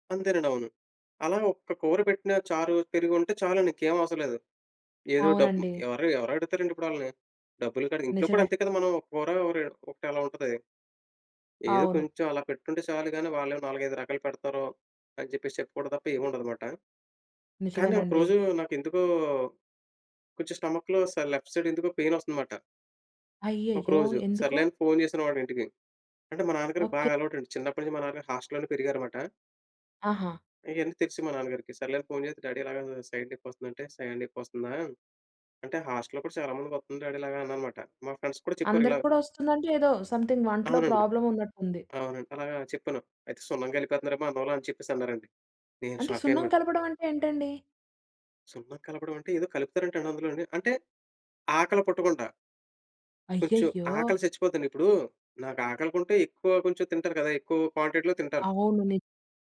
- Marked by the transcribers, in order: in English: "స్టమక్‌లో లెఫ్ట్ సైడ్"; in English: "డ్యాడీ"; in English: "సైడ్"; in English: "సైడ్"; in English: "డ్యాడీ"; in English: "ఫ్రెండ్స్‌కు"; other background noise; in English: "సంథింగ్"; in English: "ప్రాబ్లం"; in English: "షాక్"; in English: "క్వాంటిటీలో"
- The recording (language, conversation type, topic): Telugu, podcast, మీ మొట్టమొదటి పెద్ద ప్రయాణం మీ జీవితాన్ని ఎలా మార్చింది?